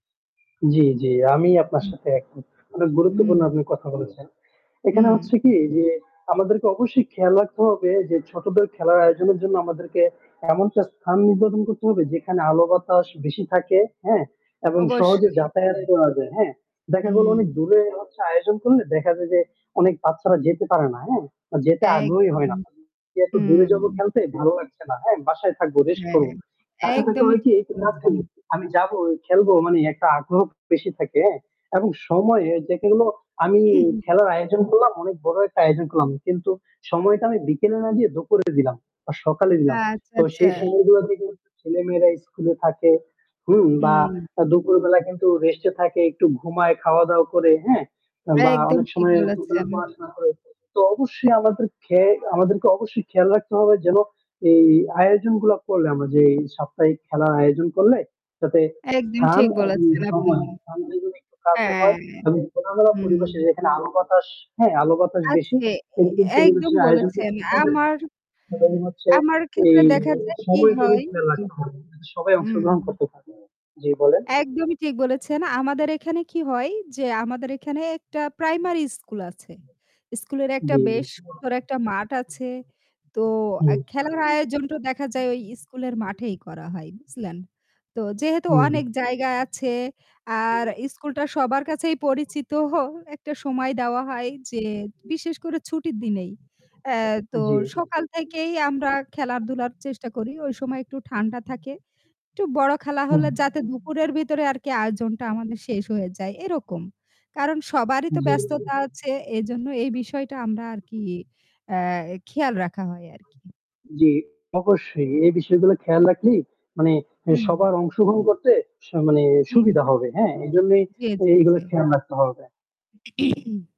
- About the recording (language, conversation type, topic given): Bengali, unstructured, পাড়ার ছোটদের জন্য সাপ্তাহিক খেলার আয়োজন কীভাবে পরিকল্পনা ও বাস্তবায়ন করা যেতে পারে?
- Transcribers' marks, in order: static; other background noise; horn; bird; unintelligible speech; throat clearing; unintelligible speech; tapping; throat clearing